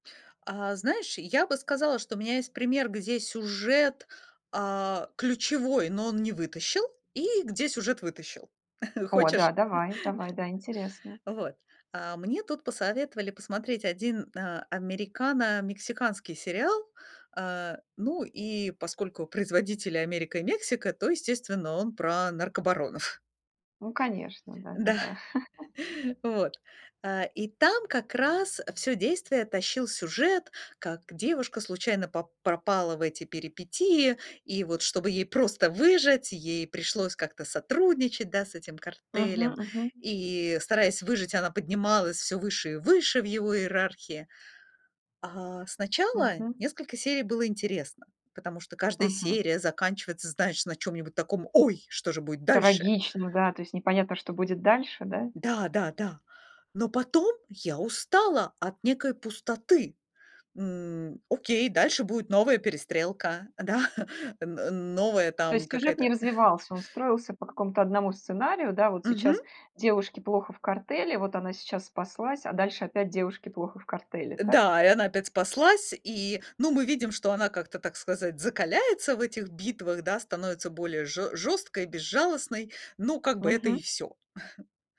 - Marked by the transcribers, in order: chuckle; chuckle; laughing while speaking: "Да"; laugh; chuckle; chuckle; chuckle
- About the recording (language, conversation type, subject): Russian, podcast, Что для тебя важнее — сюжет или герои?